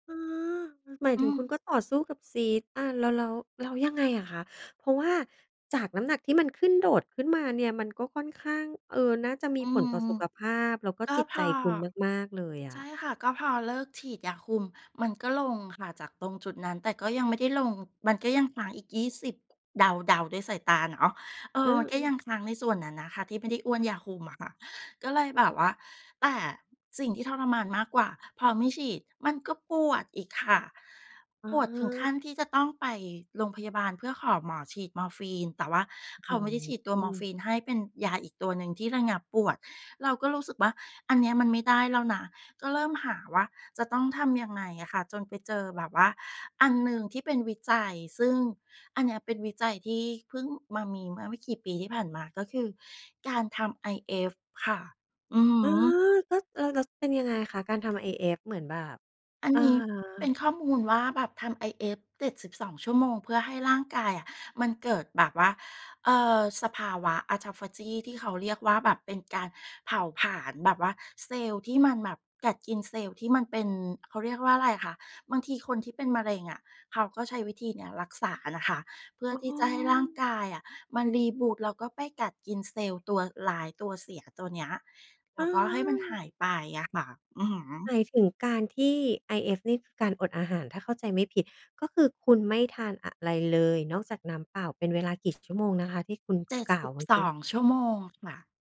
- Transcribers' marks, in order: tapping; in English: "Reboot"
- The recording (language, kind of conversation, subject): Thai, podcast, คุณเริ่มต้นจากตรงไหนเมื่อจะสอนตัวเองเรื่องใหม่ๆ?